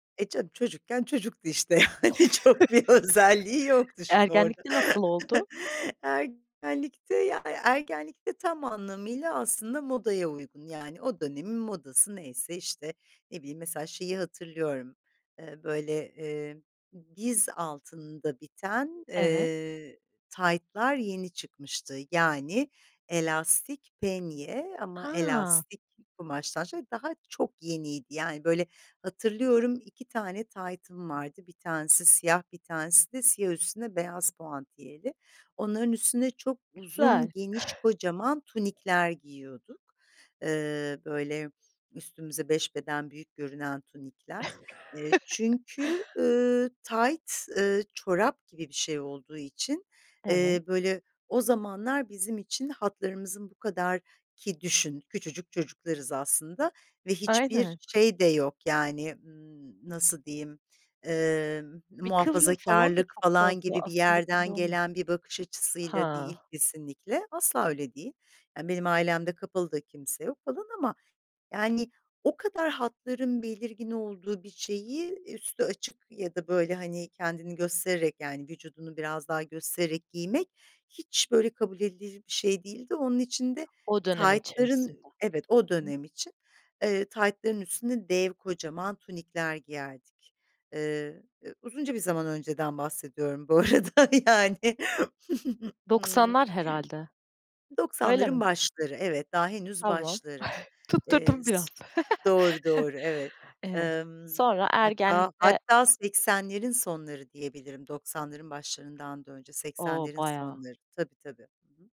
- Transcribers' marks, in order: chuckle; laughing while speaking: "yani, çok bir özelliği yoktu şimdi orada"; chuckle; chuckle; chuckle; laughing while speaking: "yani"; laugh; chuckle
- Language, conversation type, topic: Turkish, podcast, Stil değişimine en çok ne neden oldu, sence?